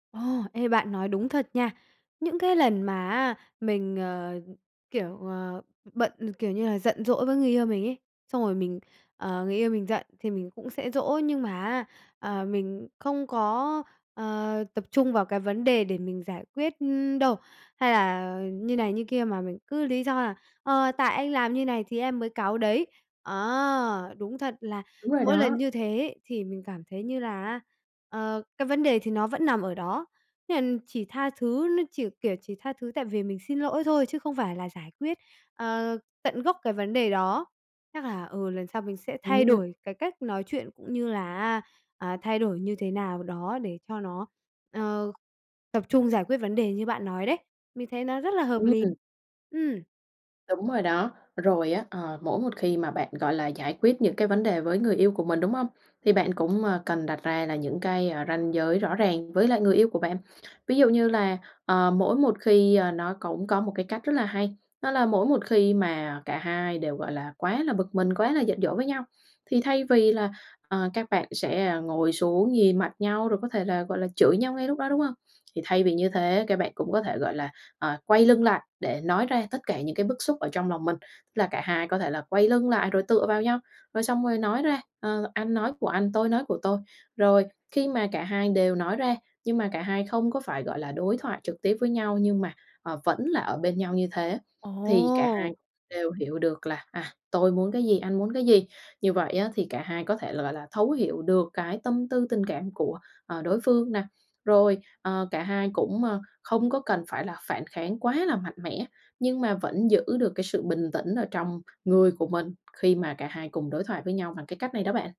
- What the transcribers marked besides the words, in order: tapping
- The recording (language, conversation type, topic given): Vietnamese, advice, Làm sao xử lý khi bạn cảm thấy bực mình nhưng không muốn phản kháng ngay lúc đó?